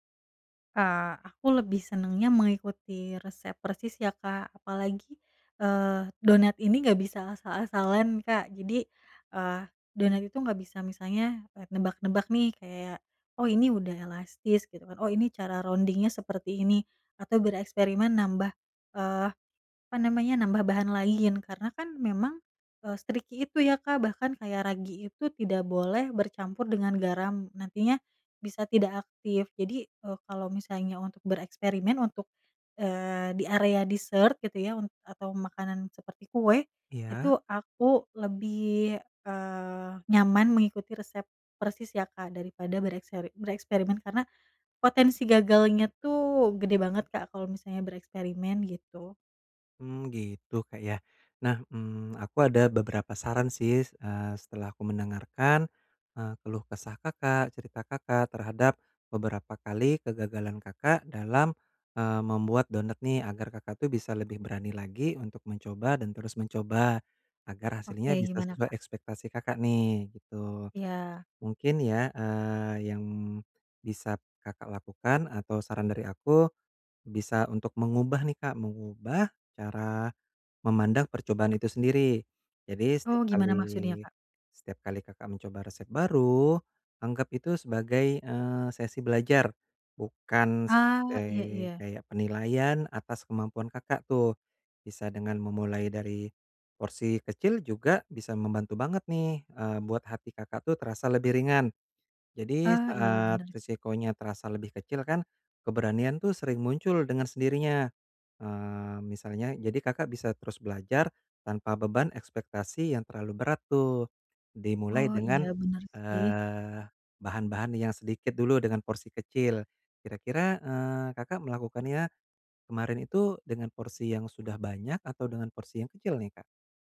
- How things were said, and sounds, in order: in English: "rounding-nya"; in English: "se-tricky"; in English: "dessert"
- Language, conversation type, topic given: Indonesian, advice, Bagaimana cara mengurangi kecemasan saat mencoba resep baru agar lebih percaya diri?